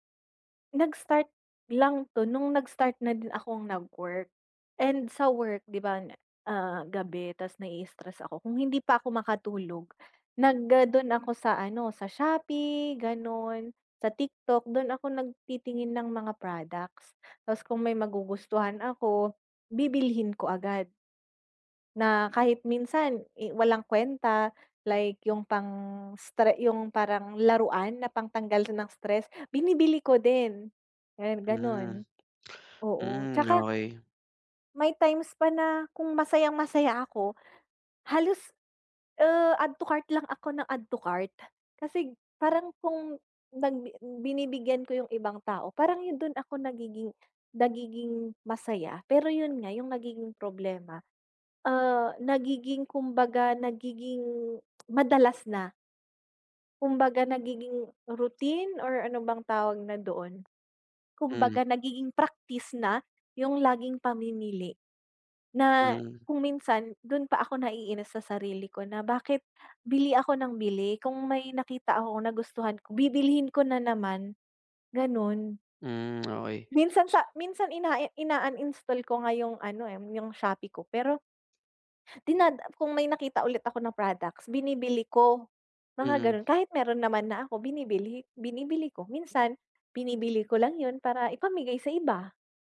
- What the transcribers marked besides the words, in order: tapping; other noise; other background noise
- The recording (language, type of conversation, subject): Filipino, advice, Paano ko mapipigilan ang impulsibong pamimili sa araw-araw?